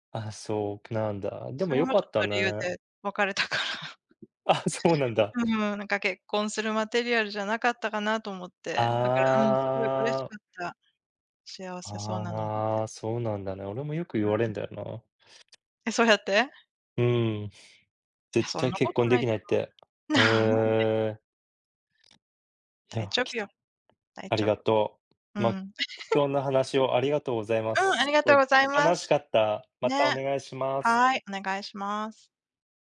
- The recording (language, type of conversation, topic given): Japanese, unstructured, 昔の恋愛を忘れられないのは普通ですか？
- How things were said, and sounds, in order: laughing while speaking: "別れたから"; giggle; laughing while speaking: "あ、そうなんだ"; laughing while speaking: "なんで"; giggle